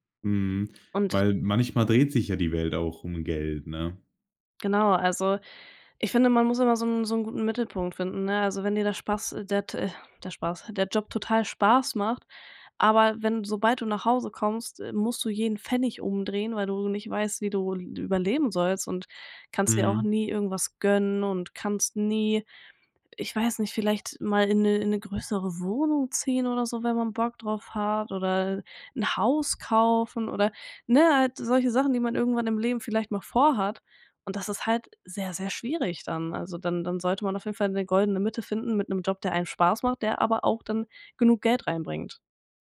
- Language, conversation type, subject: German, podcast, Kannst du von einem Misserfolg erzählen, der dich weitergebracht hat?
- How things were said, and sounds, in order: none